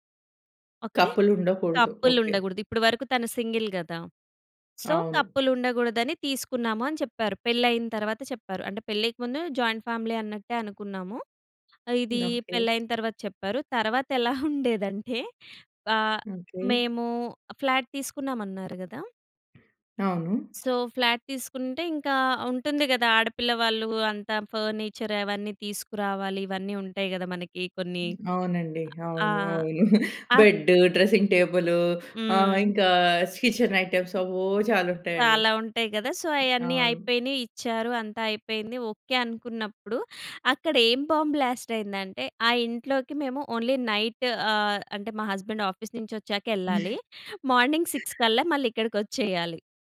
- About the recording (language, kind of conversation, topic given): Telugu, podcast, మీ కుటుంబంలో ప్రతి రోజు జరిగే ఆచారాలు ఏమిటి?
- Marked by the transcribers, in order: in English: "కపుల్"; in English: "కపుల్"; in English: "సింగిల్"; in English: "సో, కపుల్"; in English: "జాయింట్ ఫ్యామిలీ"; tapping; chuckle; in English: "ఫ్లాట్"; other background noise; in English: "సో ఫ్లాట్"; in English: "ఫర్నిచర్"; chuckle; in English: "డ్రెసింగ్"; in English: "కిచెన్ ఐటమ్స్"; in English: "సో"; in English: "బాంబ్ బ్లాస్ట్"; in English: "ఓన్లీ నైట్"; in English: "హస్బెండ్ ఆఫీస్"; in English: "మార్నింగ్ సిక్స్"; giggle